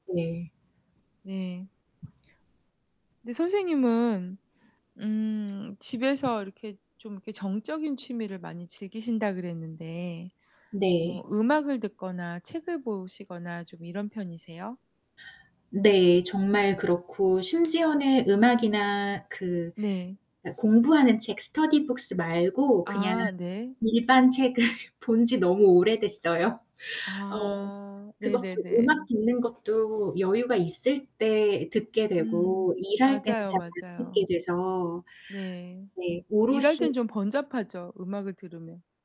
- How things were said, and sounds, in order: static; tapping; laughing while speaking: "책을"; other background noise; distorted speech
- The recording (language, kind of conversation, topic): Korean, unstructured, 취미를 시작할 때 가장 중요한 것은 무엇일까요?